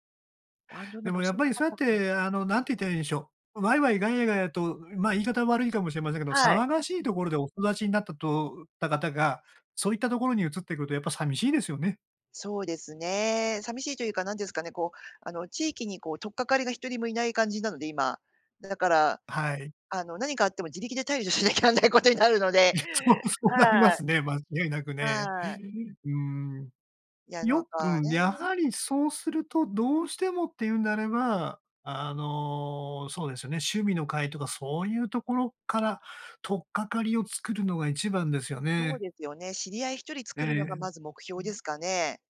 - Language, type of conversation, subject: Japanese, advice, 新しい地域や文化に移り住んだ後、なじむのが難しいのはなぜですか？
- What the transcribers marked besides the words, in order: laughing while speaking: "対処しなきゃなんないことになるので"; laughing while speaking: "いや、そう そうなりますね"